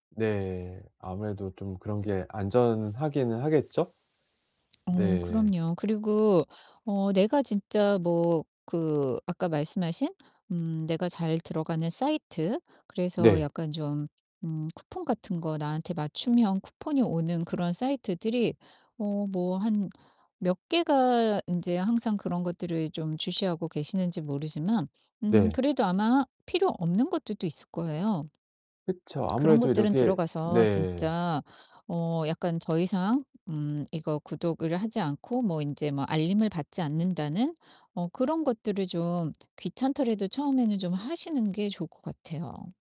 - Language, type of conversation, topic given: Korean, advice, 이메일과 알림을 효과적으로 정리하려면 무엇부터 시작하면 좋을까요?
- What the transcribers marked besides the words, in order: static